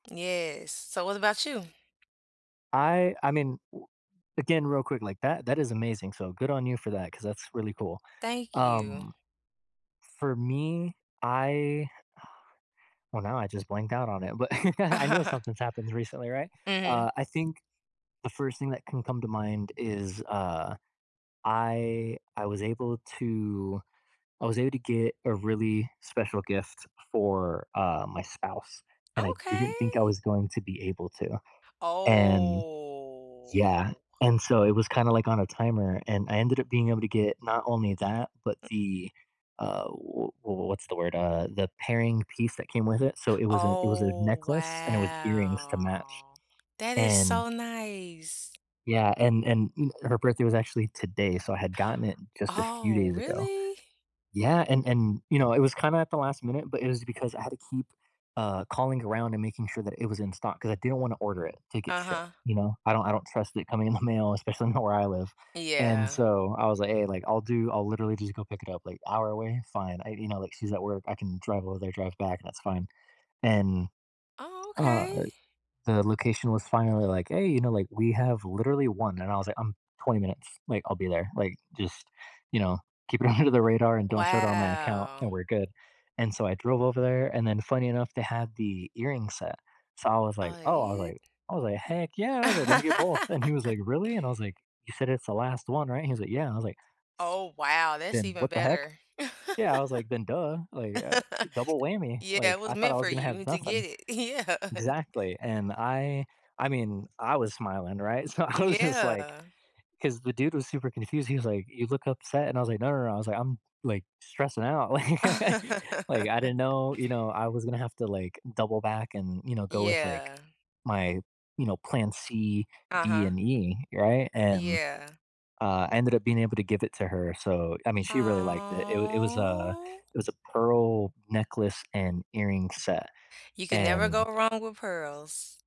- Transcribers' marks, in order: other background noise; tapping; sigh; chuckle; drawn out: "Oh"; gasp; drawn out: "Oh, wow"; gasp; laughing while speaking: "in the"; laughing while speaking: "not"; drawn out: "Wow"; laughing while speaking: "under"; laugh; chuckle; laughing while speaking: "Yeah"; laughing while speaking: "So, I was just like"; chuckle; laughing while speaking: "like"; chuckle; drawn out: "Aw"
- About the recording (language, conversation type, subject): English, unstructured, What good news have you heard lately that made you smile?